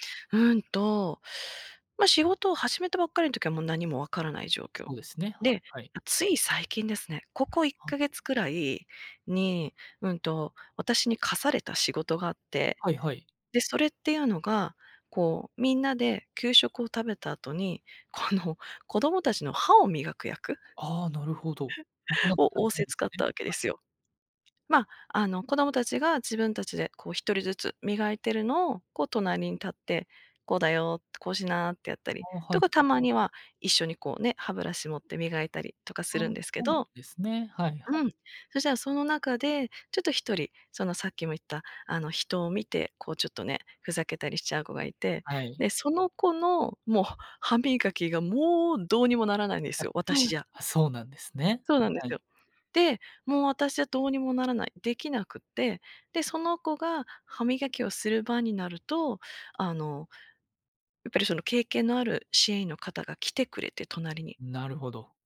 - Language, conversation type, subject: Japanese, advice, 同僚と比べて自分には価値がないと感じてしまうのはなぜですか？
- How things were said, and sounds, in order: laughing while speaking: "この"; chuckle; other background noise